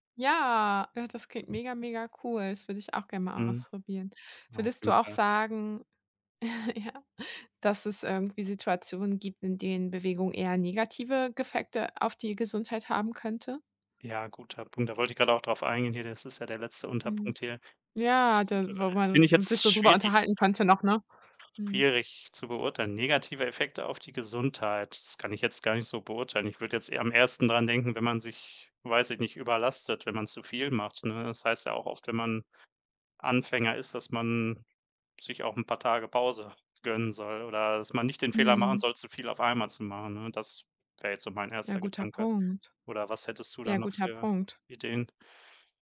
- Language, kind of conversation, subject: German, unstructured, Wie wichtig ist regelmäßige Bewegung für deine Gesundheit?
- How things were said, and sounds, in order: joyful: "Ja"; other background noise; chuckle; laughing while speaking: "ja"